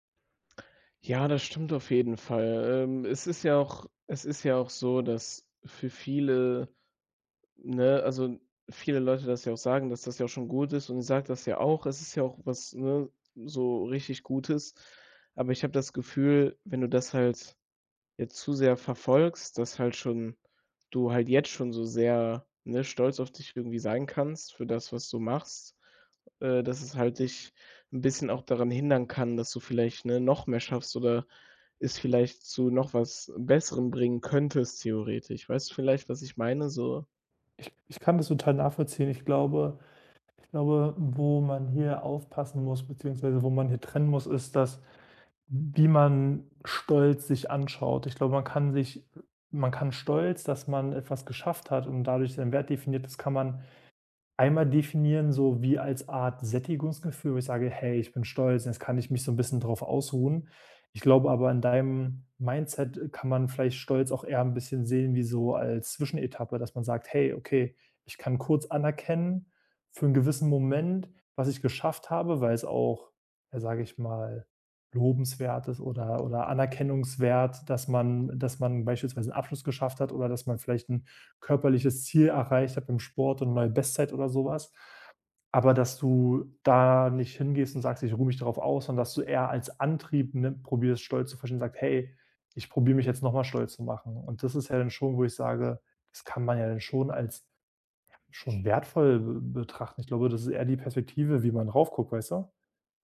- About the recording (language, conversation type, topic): German, advice, Wie finde ich meinen Selbstwert unabhängig von Leistung, wenn ich mich stark über die Arbeit definiere?
- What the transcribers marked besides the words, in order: stressed: "jetzt"; stressed: "Antrieb"